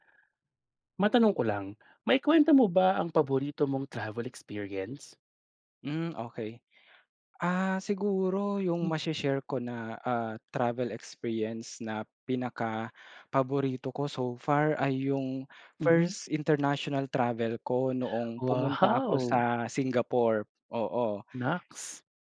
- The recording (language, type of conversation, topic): Filipino, podcast, Maaari mo bang ikuwento ang paborito mong karanasan sa paglalakbay?
- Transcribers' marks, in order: in English: "first international travel"